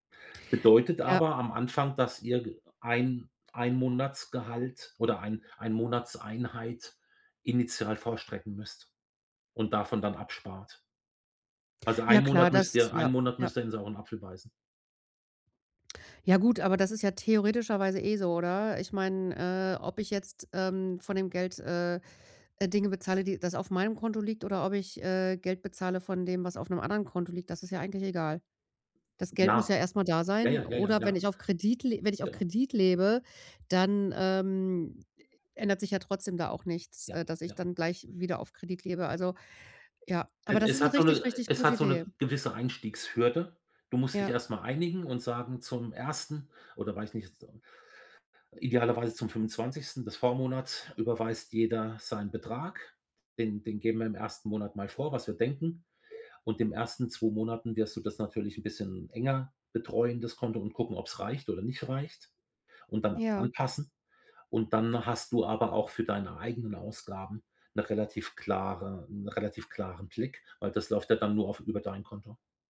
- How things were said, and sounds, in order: other background noise
- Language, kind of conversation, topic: German, advice, Wie können wir unsere gemeinsamen Ausgaben fair und klar regeln?